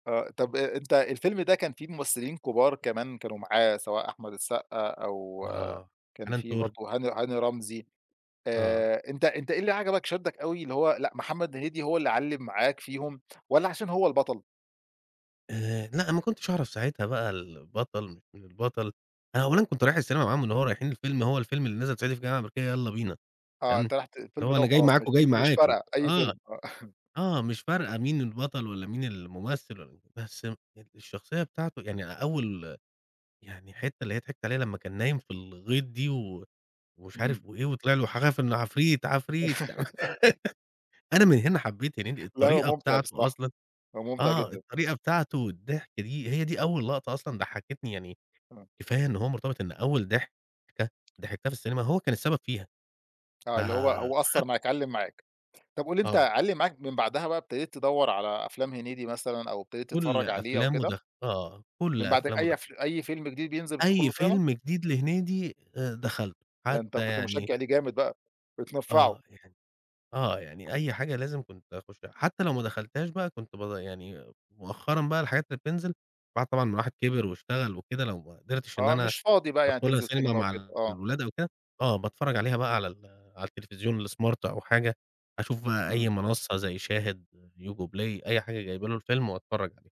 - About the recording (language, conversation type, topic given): Arabic, podcast, مين الفنان المحلي اللي بتفضّله؟
- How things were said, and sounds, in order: chuckle; chuckle; giggle; tapping; in English: "الsmart"